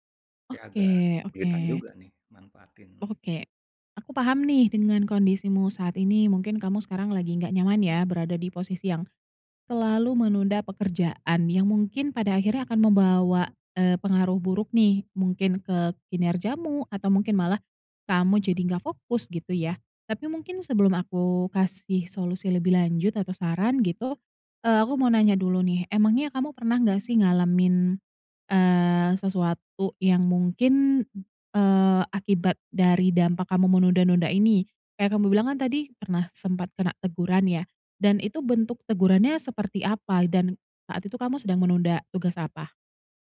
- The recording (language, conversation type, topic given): Indonesian, advice, Mengapa kamu sering meremehkan waktu yang dibutuhkan untuk menyelesaikan suatu tugas?
- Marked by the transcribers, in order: tapping